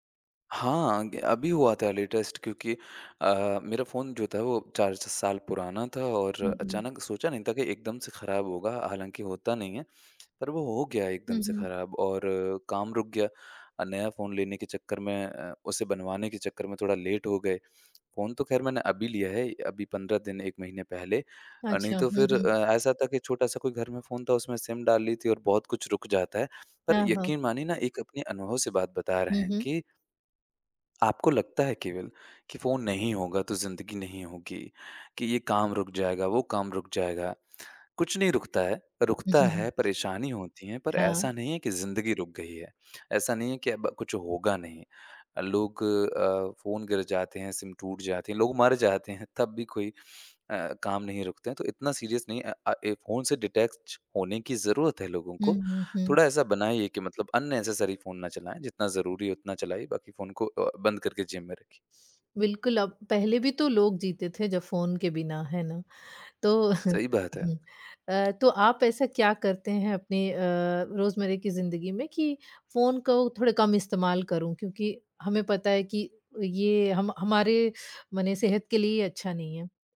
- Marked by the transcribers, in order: in English: "लेटेस्ट"; tapping; in English: "लेट"; other background noise; in English: "सीरियस"; in English: "डिटैच"; in English: "अननेसेसरी"; chuckle
- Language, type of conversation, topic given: Hindi, podcast, फोन के बिना आपका एक दिन कैसे बीतता है?